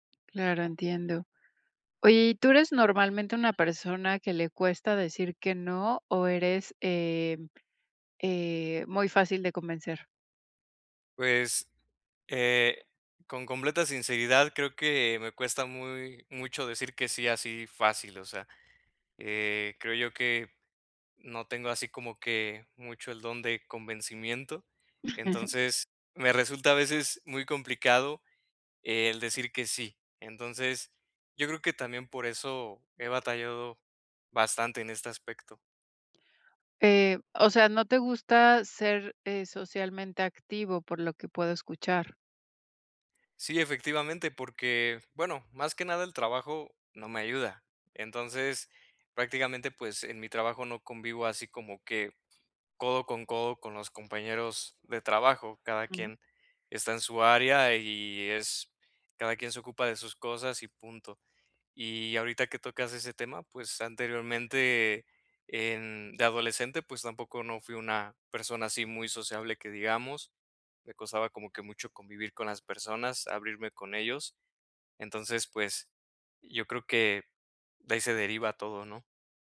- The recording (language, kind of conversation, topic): Spanish, advice, ¿Cómo puedo dejar de tener miedo a perderme eventos sociales?
- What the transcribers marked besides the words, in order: chuckle; other background noise